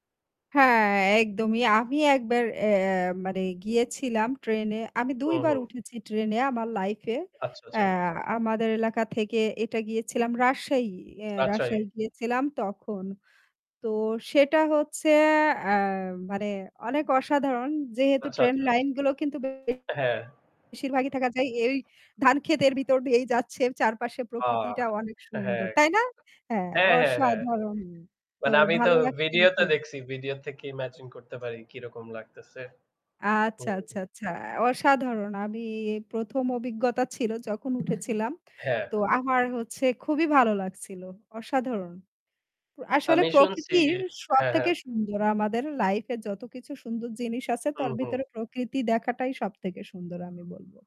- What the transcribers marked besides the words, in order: static; tapping; other background noise; distorted speech
- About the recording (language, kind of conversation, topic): Bengali, unstructured, আপনি কি প্রাকৃতিক পরিবেশে সময় কাটাতে বেশি পছন্দ করেন?